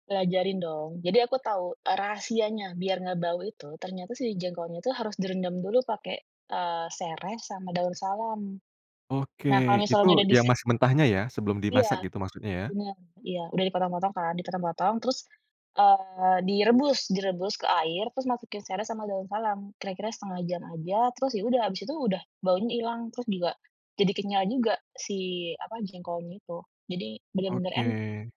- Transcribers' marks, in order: none
- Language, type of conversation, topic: Indonesian, podcast, Makanan warisan keluarga apa yang selalu kamu rindukan?